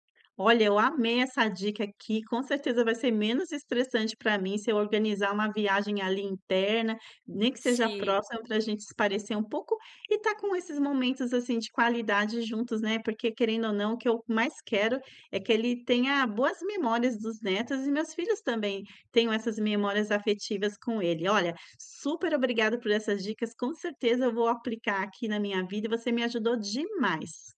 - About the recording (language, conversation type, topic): Portuguese, advice, Como posso planejar uma viagem sem ficar estressado?
- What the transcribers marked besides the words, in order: none